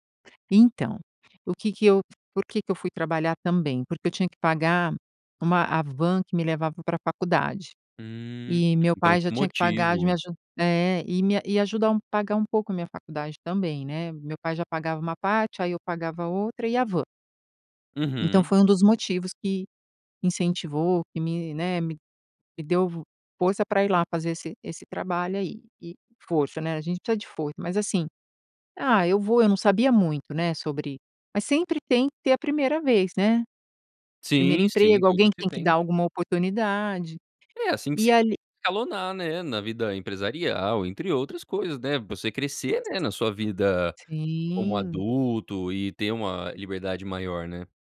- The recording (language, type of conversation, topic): Portuguese, podcast, Como foi seu primeiro emprego e o que você aprendeu nele?
- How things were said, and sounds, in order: other background noise; unintelligible speech; tapping